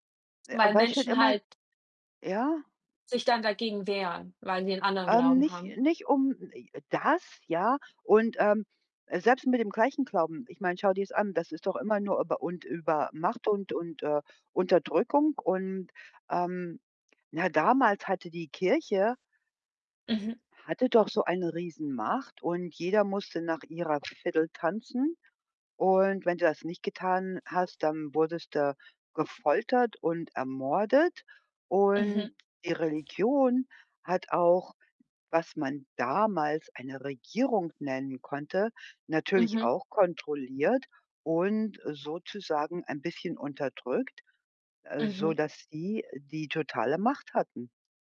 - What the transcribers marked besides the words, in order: unintelligible speech; stressed: "damals"
- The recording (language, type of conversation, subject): German, unstructured, Sollten religiöse Symbole in öffentlichen Gebäuden erlaubt sein?